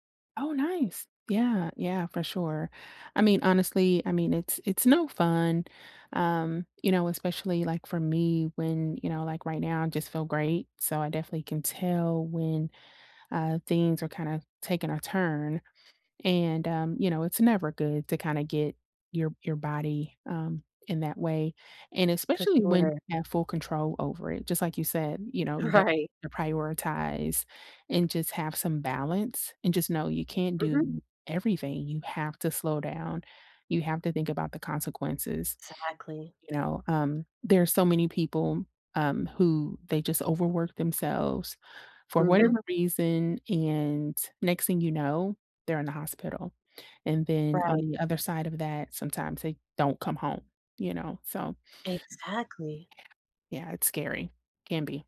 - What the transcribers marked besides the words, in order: laughing while speaking: "Right"; tapping
- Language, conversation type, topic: English, unstructured, How can one tell when to push through discomfort or slow down?